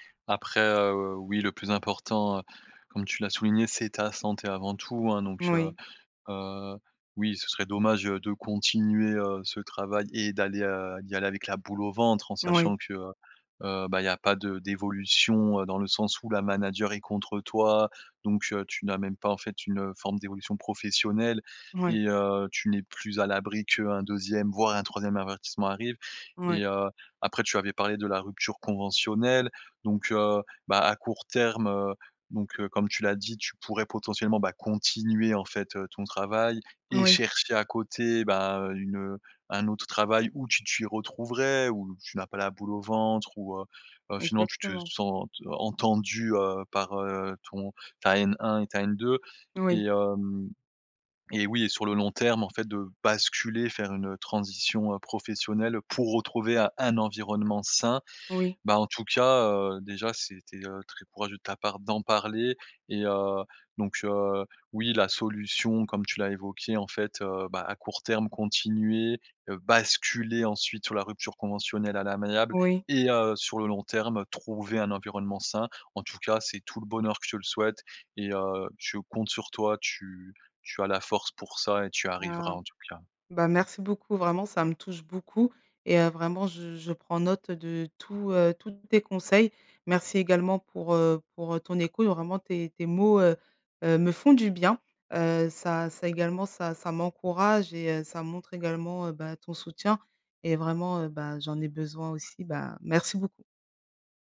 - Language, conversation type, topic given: French, advice, Comment ta confiance en toi a-t-elle diminué après un échec ou une critique ?
- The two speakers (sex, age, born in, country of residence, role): female, 35-39, France, France, user; male, 30-34, France, France, advisor
- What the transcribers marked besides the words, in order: stressed: "boule au ventre"; stressed: "sain"; stressed: "basculer"; stressed: "font du bien"